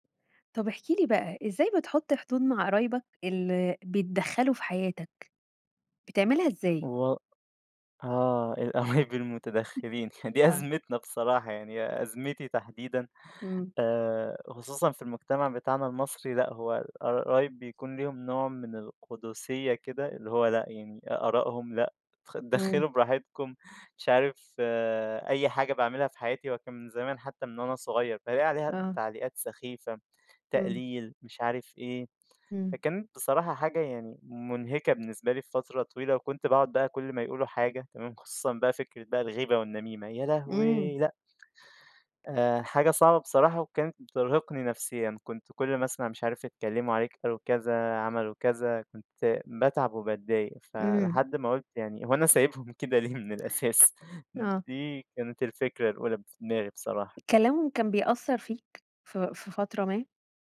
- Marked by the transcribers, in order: tapping; laughing while speaking: "القرايب"; other noise; laughing while speaking: "هو أنا سايبهم كده ليه من الأساس؟"; other background noise
- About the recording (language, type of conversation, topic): Arabic, podcast, إزاي تحط حدود مع قرايبك اللي بيتدخلوا في حياتك؟